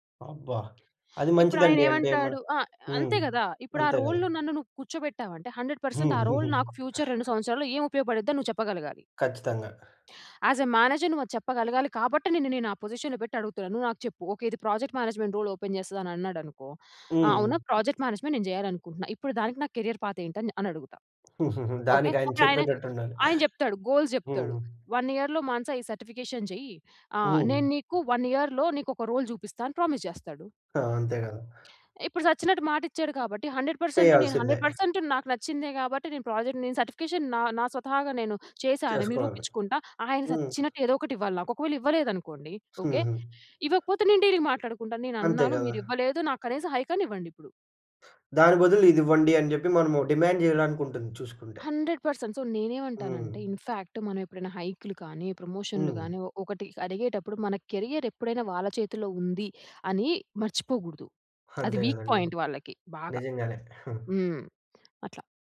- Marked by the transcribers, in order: in English: "రోల్‌లో"; in English: "హండ్రెడ్ పర్సెంట్"; in English: "రోల్"; chuckle; in English: "ఫ్యూచర్"; in English: "ఆస్ ఎ మేనేజర్"; in English: "పొజిషన్‌లో"; in English: "ప్రాజెక్ట్ మేనేజ్మెంట్ రోల్ ఓపెన్"; other background noise; in English: "ప్రాజెక్ట్ మేనేజ్మెంట్"; chuckle; in English: "కేరియర్ పాత్"; tapping; in English: "గోల్స్"; in English: "వన్ ఇయర్‌లో"; in English: "సర్టిఫికేషన్"; in English: "వన్ ఇయర్‌లో"; in English: "రోల్"; in English: "ప్రామిస్"; in English: "హండ్రెడ్"; in English: "హండ్రెడ్ పర్సెంట్"; in English: "ప్రాజెక్ట్"; in English: "సర్టిఫికేషన్"; chuckle; in English: "డీలింగ్"; in English: "హైక్"; in English: "డిమాండ్"; in English: "హండ్రెడ్ పర్సెంట్ సో"; in English: "ఇన్‌ఫాక్ట్"; in English: "కెరియర్"; in English: "వీక్ పాయింట్"; chuckle
- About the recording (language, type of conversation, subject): Telugu, podcast, ఉద్యోగంలో మీ అవసరాలను మేనేజర్‌కు మర్యాదగా, స్పష్టంగా ఎలా తెలియజేస్తారు?